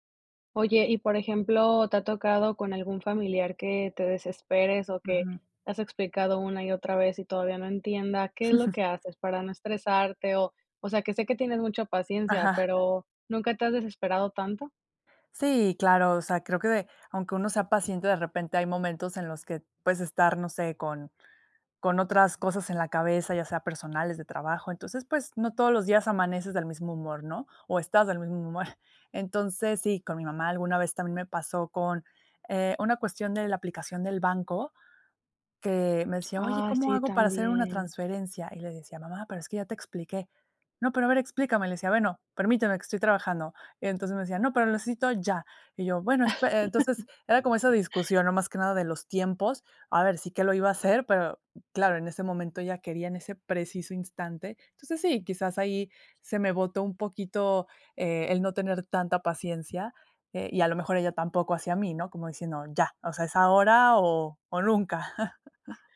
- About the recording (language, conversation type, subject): Spanish, podcast, ¿Cómo enseñar a los mayores a usar tecnología básica?
- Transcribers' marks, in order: chuckle; chuckle; put-on voice: "¿cómo hago para hacer una transferencia?"; laugh; chuckle